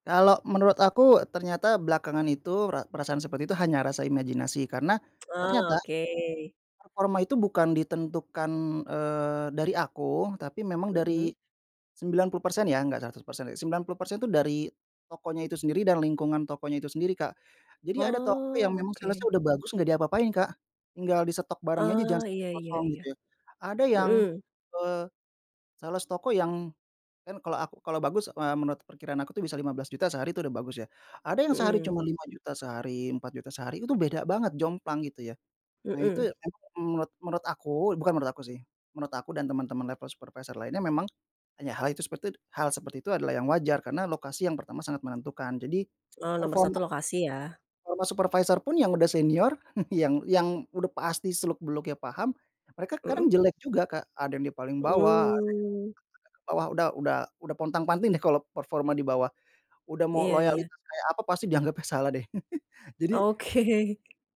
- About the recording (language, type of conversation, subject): Indonesian, podcast, Bagaimana kamu mengatasi rasa tidak pantas (impostor) di tempat kerja?
- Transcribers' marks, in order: lip smack; in English: "sales-nya"; other background noise; in English: "sales"; tapping; in English: "level supervisor"; chuckle; unintelligible speech; chuckle; laughing while speaking: "Oke"